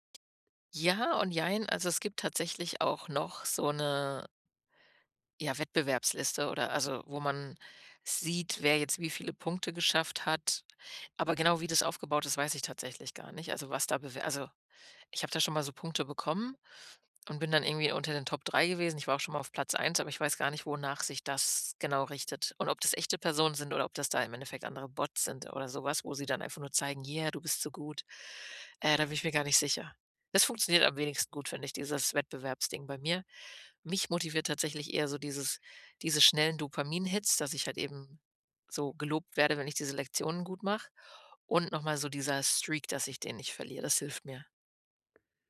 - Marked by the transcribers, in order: in English: "Dopamin-Hits"; in English: "Streak"
- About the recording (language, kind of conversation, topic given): German, podcast, Wie planst du Zeit fürs Lernen neben Arbeit und Alltag?